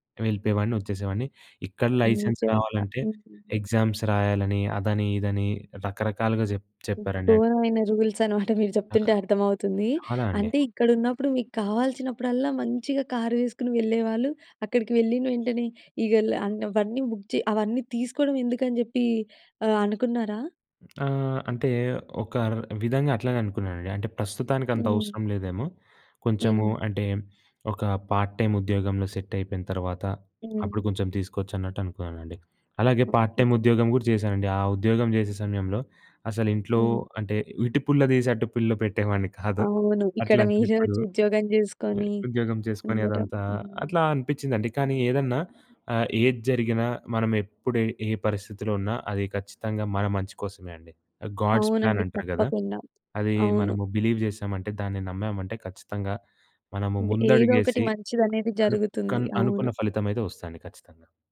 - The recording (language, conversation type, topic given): Telugu, podcast, వలస వెళ్లినప్పుడు మీరు ఏదైనా కోల్పోయినట్టుగా అనిపించిందా?
- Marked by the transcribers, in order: in English: "లైసెన్స్"; in English: "ఎగ్జామ్స్"; in English: "రూల్స్"; giggle; in English: "బుక్"; in English: "పార్ట్ టైమ్"; in English: "పార్ట్ టైమ్"; giggle; in English: "గాడ్స్ ప్లాన్"; in English: "బిలీవ్"